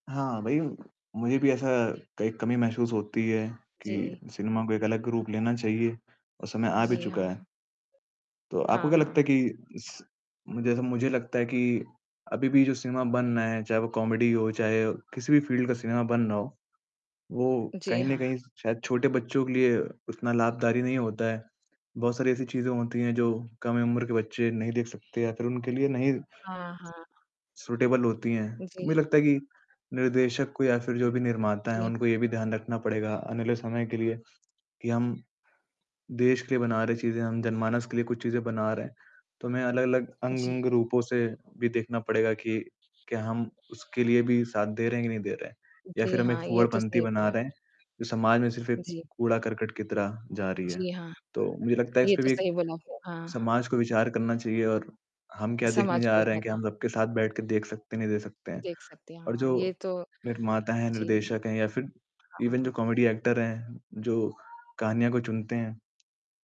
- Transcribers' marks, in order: tapping; other background noise; static; background speech; in English: "कॉमेडी"; in English: "फील्ड"; in English: "सूटेबल"; distorted speech; other noise; in English: "इवन"; in English: "कॉमेडी एक्टर"
- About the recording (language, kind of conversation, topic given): Hindi, unstructured, आपको कौन-सी फिल्में देखते समय सबसे ज़्यादा हँसी आती है?